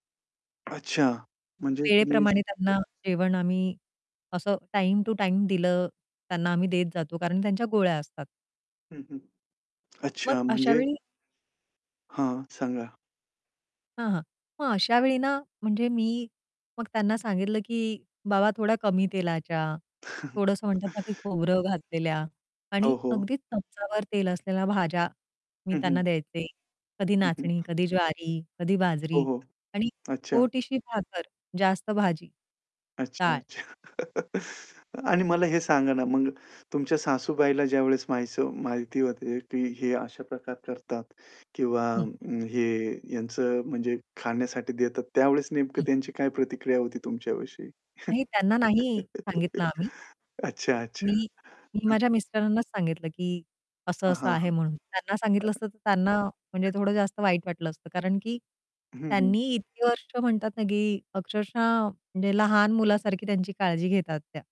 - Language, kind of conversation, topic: Marathi, podcast, आहारावर निर्बंध असलेल्या व्यक्तींसाठी तुम्ही मेन्यू कसा तयार करता?
- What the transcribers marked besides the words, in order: tapping; other background noise; distorted speech; static; chuckle; chuckle; laugh; unintelligible speech